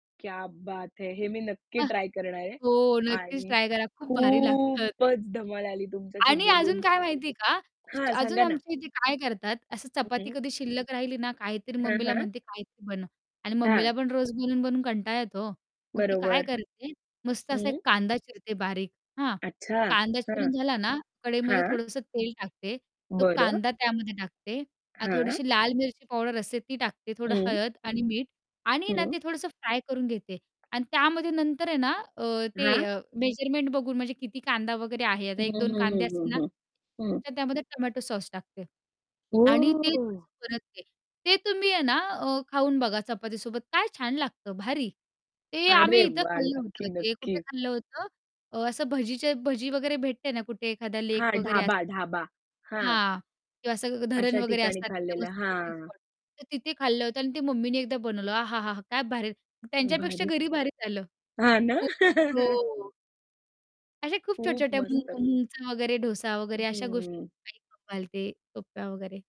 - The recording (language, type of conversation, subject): Marathi, podcast, घरी बनवलेलं साधं जेवण तुला कसं वाटतं?
- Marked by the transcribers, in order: static; in English: "क्या बात है!"; drawn out: "खूपच"; tapping; distorted speech; surprised: "ओह!"; chuckle; unintelligible speech